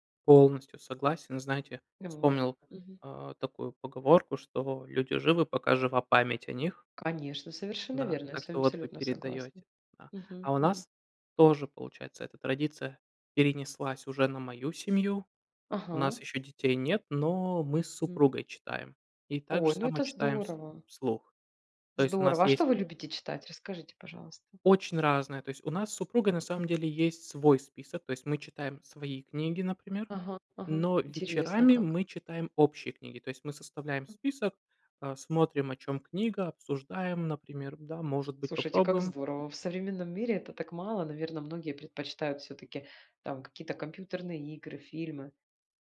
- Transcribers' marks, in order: tapping; other noise
- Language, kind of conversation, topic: Russian, unstructured, Какая традиция из твоего детства тебе запомнилась больше всего?